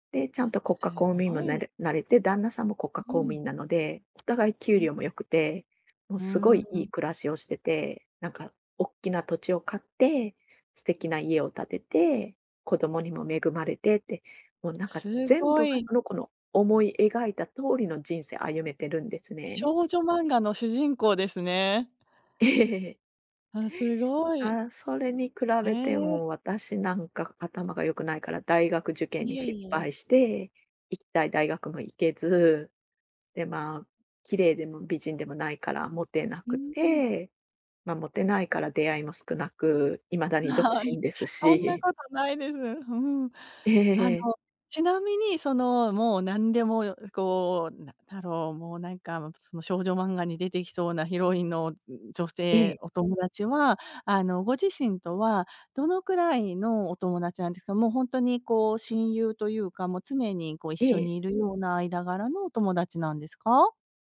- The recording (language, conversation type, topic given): Japanese, advice, 自信がなくても運動を始めるために、最初の一歩をどう踏み出せばいいですか？
- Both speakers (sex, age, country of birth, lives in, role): female, 45-49, Japan, Japan, user; female, 50-54, Japan, United States, advisor
- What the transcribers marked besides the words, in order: tapping; chuckle